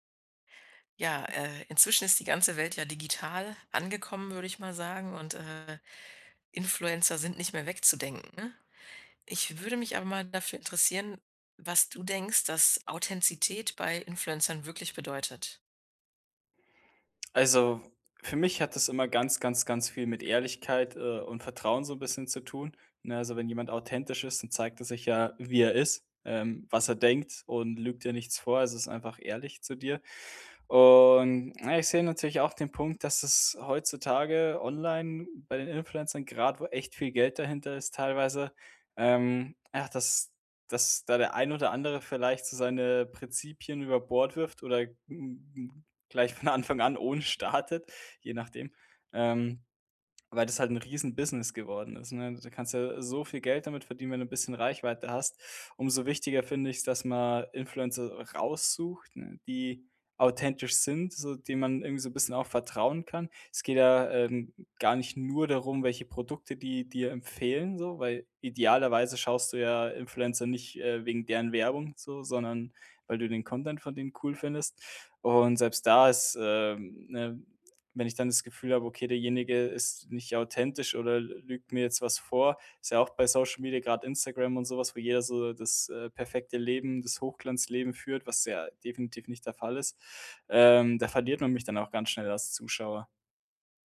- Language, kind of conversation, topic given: German, podcast, Was bedeutet Authentizität bei Influencern wirklich?
- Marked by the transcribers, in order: drawn out: "Und"